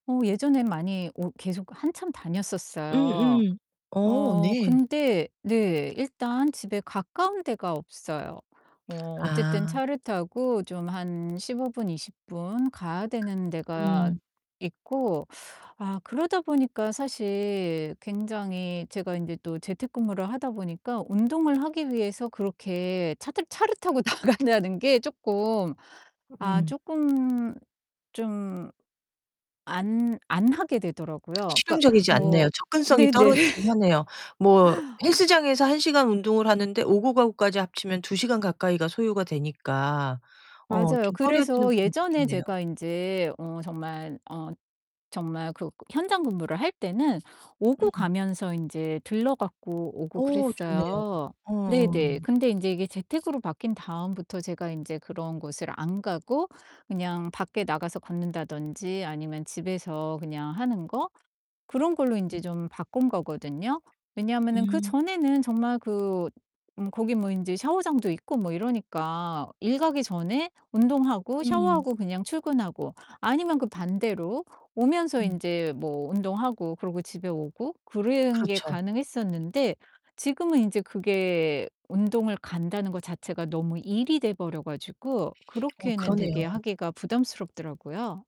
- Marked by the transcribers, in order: distorted speech; other background noise; tapping; unintelligible speech; laughing while speaking: "나간다는"; laugh
- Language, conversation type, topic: Korean, advice, 규칙적인 운동을 꾸준히 이어 가기 어려운 이유는 무엇인가요?